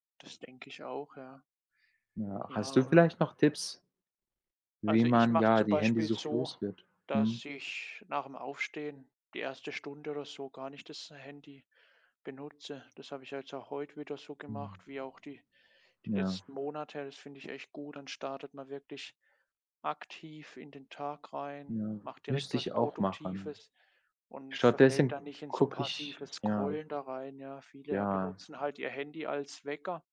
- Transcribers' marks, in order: none
- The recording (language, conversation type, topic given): German, unstructured, Glaubst du, dass Smartphones uns abhängiger machen?